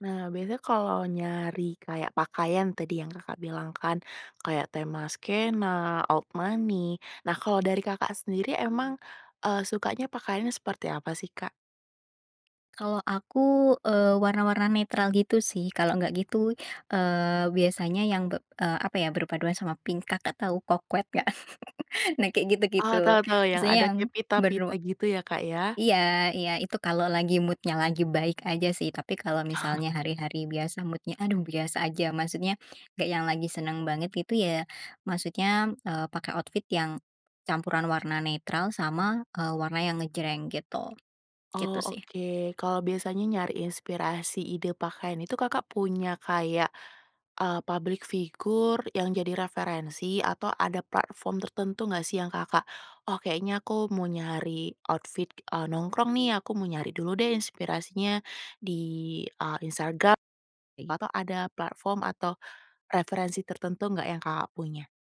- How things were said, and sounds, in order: in English: "old money"; in French: "coquette"; chuckle; in English: "mood-nya"; chuckle; in English: "mood-nya"; in English: "outfit"; in English: "outfit"
- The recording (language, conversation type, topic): Indonesian, podcast, Bagaimana kamu mencari inspirasi saat mentok ide?